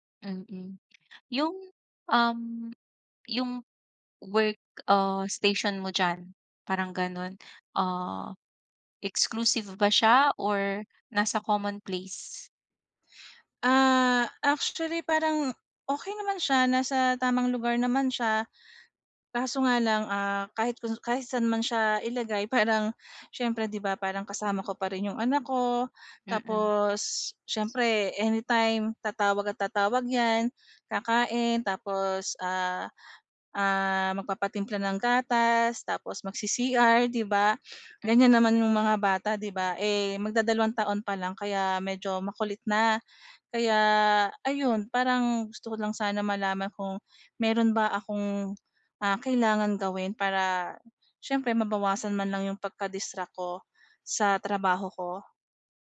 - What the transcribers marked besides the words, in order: in English: "common place?"; tapping
- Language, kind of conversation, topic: Filipino, advice, Paano ako makakapagpokus sa gawain kapag madali akong madistrak?